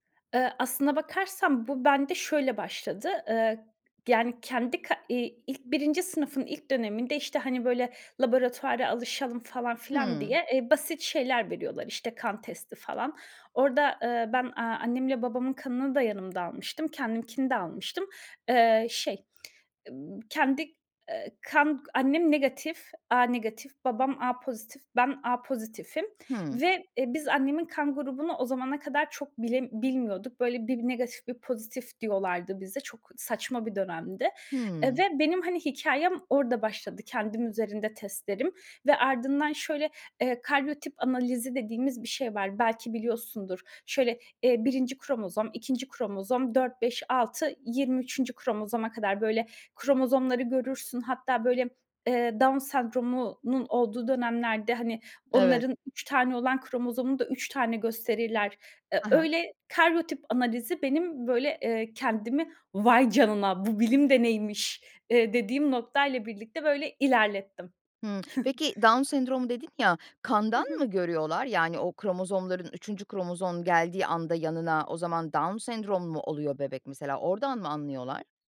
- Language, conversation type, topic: Turkish, podcast, DNA testleri aile hikâyesine nasıl katkı sağlar?
- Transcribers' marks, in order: tapping; other background noise; chuckle